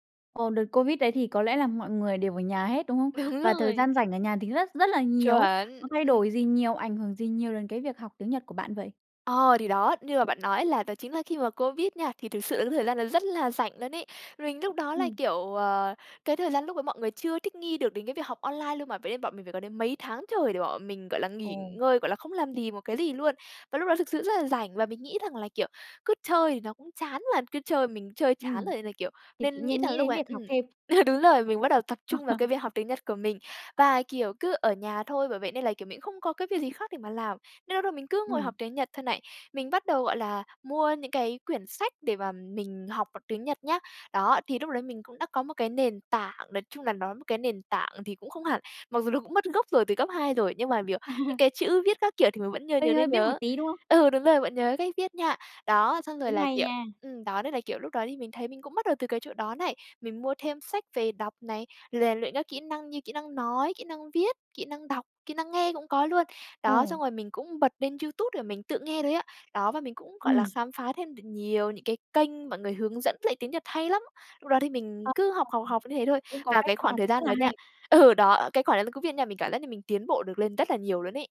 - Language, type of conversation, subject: Vietnamese, podcast, Bạn có thể kể về lần tự học thành công nhất của mình không?
- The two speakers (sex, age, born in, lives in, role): female, 20-24, Vietnam, Vietnam, guest; female, 20-24, Vietnam, Vietnam, host
- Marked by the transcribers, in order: laughing while speaking: "Đúng"; tapping; other background noise; laughing while speaking: "ừ"; laughing while speaking: "À"; chuckle; laughing while speaking: "ừ"